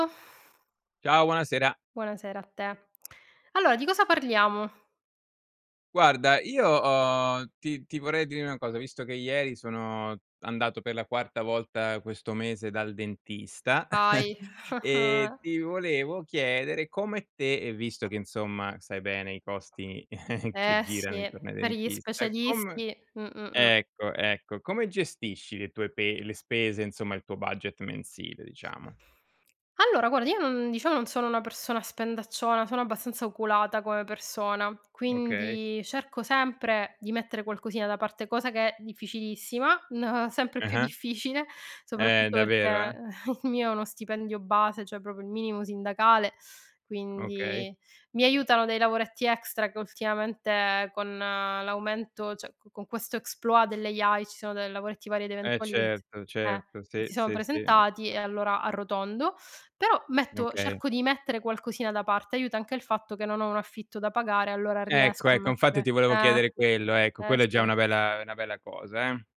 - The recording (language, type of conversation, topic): Italian, unstructured, Come gestisci il tuo budget mensile?
- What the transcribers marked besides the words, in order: unintelligible speech; other background noise; lip smack; chuckle; scoff; chuckle; laughing while speaking: "il mio"; "cioè" said as "ceh"; "proprio" said as "propio"; inhale; "cioè" said as "ceh"; in French: "exploit"; in English: "AI"; "infatti" said as "nfatti"